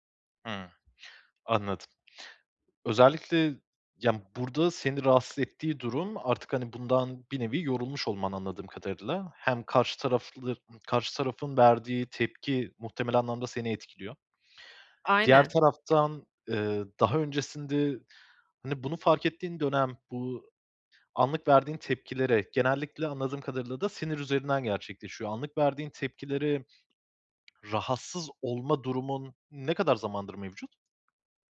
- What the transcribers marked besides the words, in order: tapping; other background noise; other noise
- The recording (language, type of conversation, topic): Turkish, advice, Açlık veya stresliyken anlık dürtülerimle nasıl başa çıkabilirim?